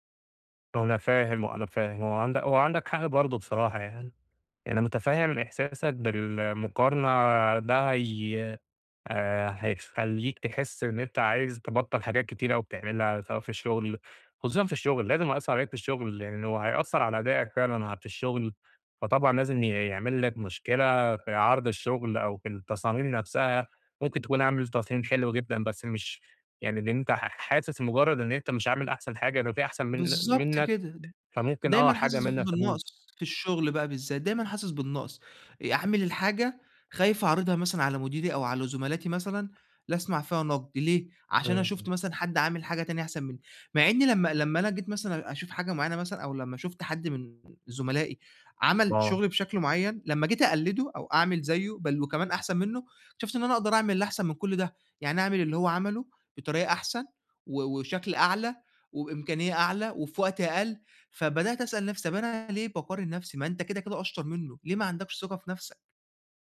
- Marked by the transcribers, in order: tapping
- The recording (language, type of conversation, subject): Arabic, advice, ليه بلاقي نفسي دايمًا بقارن نفسي بالناس وبحس إن ثقتي في نفسي ناقصة؟